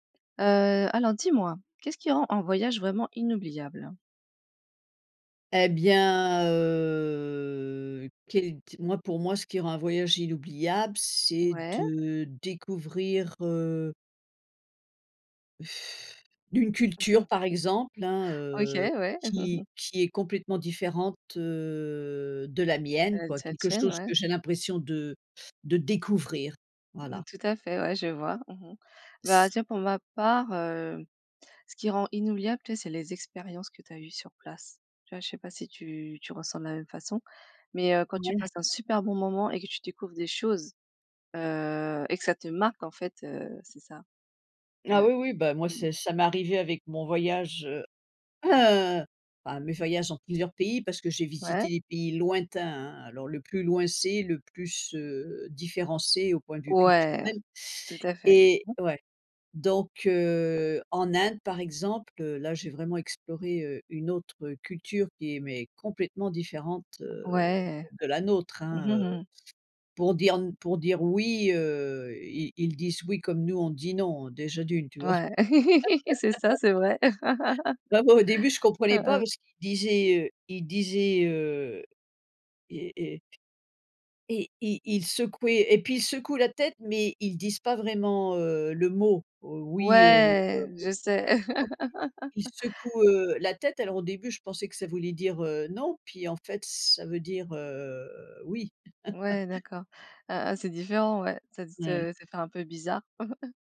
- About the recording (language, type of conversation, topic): French, unstructured, Qu’est-ce qui rend un voyage vraiment inoubliable ?
- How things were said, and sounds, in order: drawn out: "heu"; blowing; chuckle; chuckle; drawn out: "heu"; other noise; tapping; laugh; other background noise; unintelligible speech; laugh; laugh; chuckle